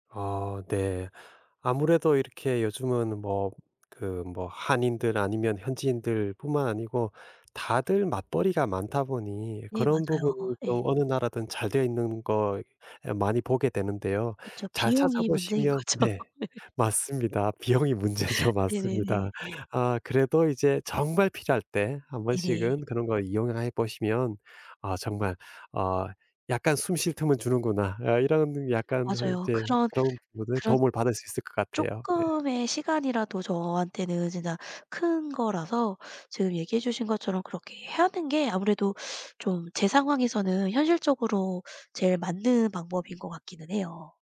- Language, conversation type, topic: Korean, advice, 번아웃으로 의욕이 사라져 일상 유지가 어려운 상태를 어떻게 느끼시나요?
- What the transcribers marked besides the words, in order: laughing while speaking: "문제인 거죠. 네"; laughing while speaking: "비용이 문제죠"